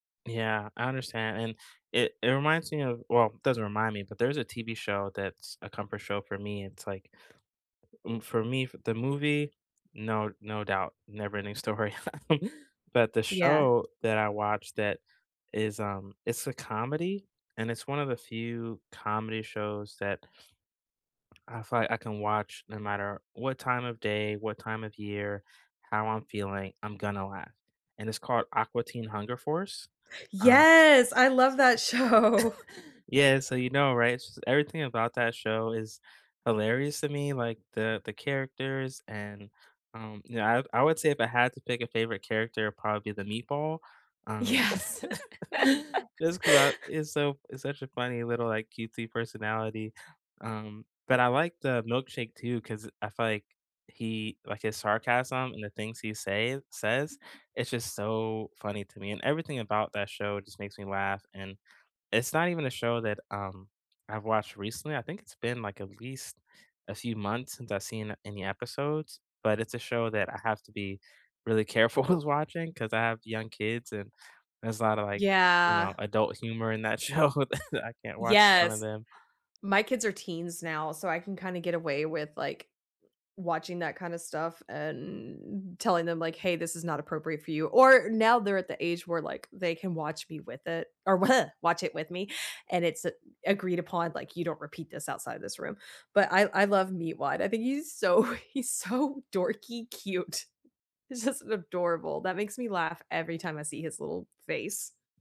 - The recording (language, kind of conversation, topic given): English, unstructured, Which TV shows or movies do you rewatch for comfort?
- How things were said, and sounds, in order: other background noise; tapping; laughing while speaking: "Story"; chuckle; swallow; chuckle; laughing while speaking: "show"; laughing while speaking: "Yes"; laugh; laughing while speaking: "with"; laughing while speaking: "show that"; drawn out: "and"; other noise; laughing while speaking: "so, he's so dorky cute"